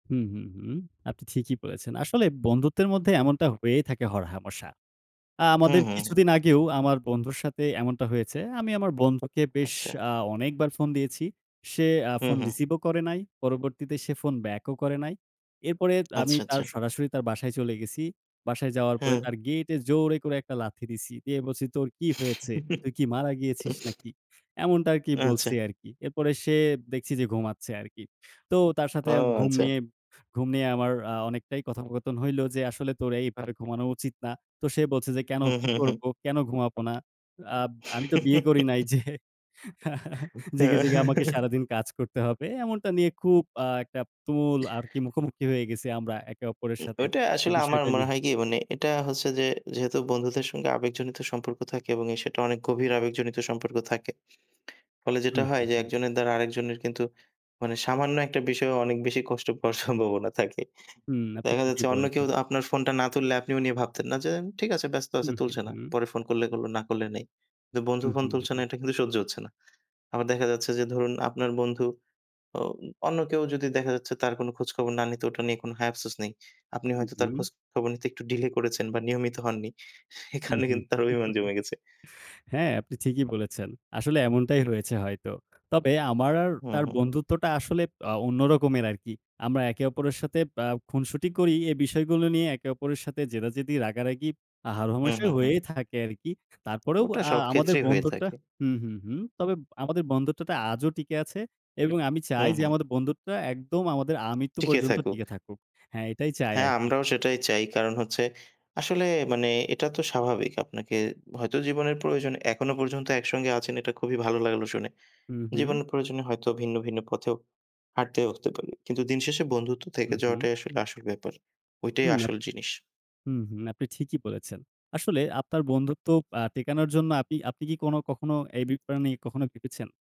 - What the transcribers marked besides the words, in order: tapping; chuckle; laughing while speaking: "যে"; chuckle; laughing while speaking: "সম্ভাবনা থাকে"; laughing while speaking: "এ কারণে কিন্তু তার অভিমান জমে গেছে"; chuckle; "বন্ধুত্বটা" said as "বন্ধরটা"
- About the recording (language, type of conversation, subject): Bengali, unstructured, আপনার জীবনের কোন বন্ধুত্ব আপনার ওপর সবচেয়ে বেশি প্রভাব ফেলেছে?